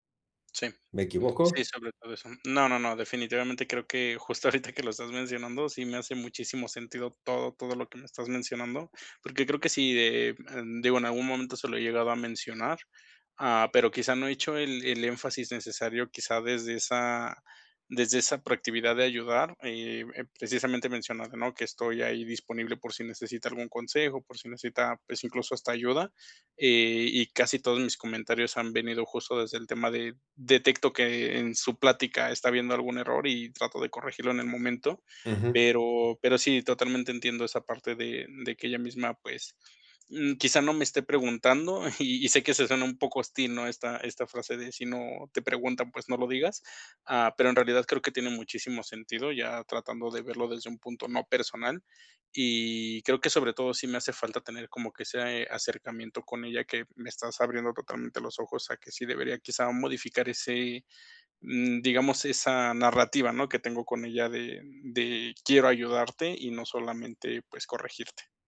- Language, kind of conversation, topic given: Spanish, advice, ¿Cómo puedo equilibrar de manera efectiva los elogios y las críticas?
- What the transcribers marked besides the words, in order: laughing while speaking: "ahorita"; laughing while speaking: "Y"